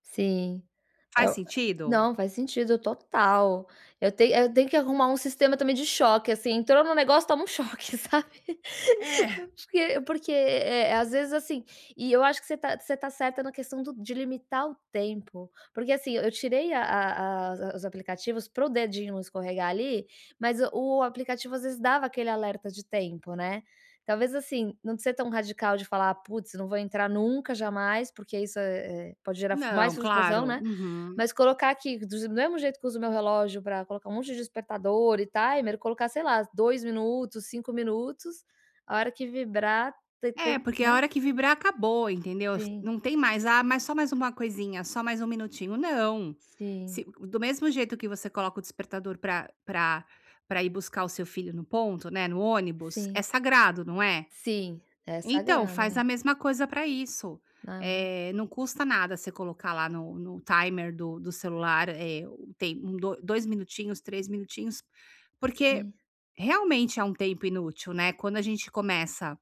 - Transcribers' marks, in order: tapping
- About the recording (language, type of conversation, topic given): Portuguese, advice, Por que não consigo relaxar em casa por causa das distrações digitais no celular?